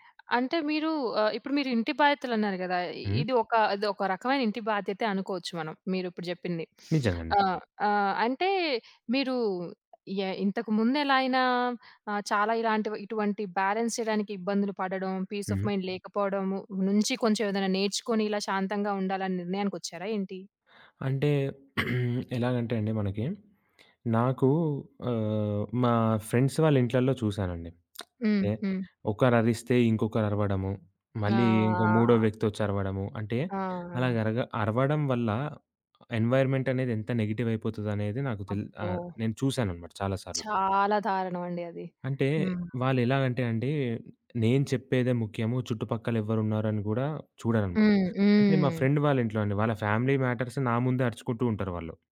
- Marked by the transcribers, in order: other background noise; tapping; sniff; in English: "బ్యాలన్స్"; in English: "పీస్ ఆఫ్ మైండ్"; throat clearing; in English: "ఫ్రెండ్స్"; lip smack; drawn out: "ఆ!"; in English: "ఎన్‌వైర్‌మెంటనేది"; in English: "ఫ్రెండ్"; in English: "ఫ్యామిలీ మ్యాటర్స్"
- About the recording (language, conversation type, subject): Telugu, podcast, సోషియల్ జీవితం, ఇంటి బాధ్యతలు, పని మధ్య మీరు ఎలా సంతులనం చేస్తారు?